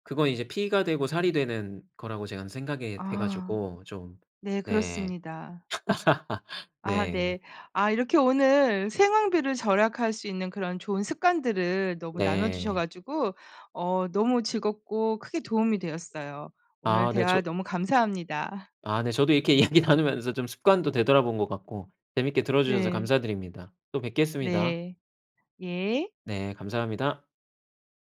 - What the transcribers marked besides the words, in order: laugh; laughing while speaking: "이야기"
- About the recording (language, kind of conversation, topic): Korean, podcast, 생활비를 절약하는 습관에는 어떤 것들이 있나요?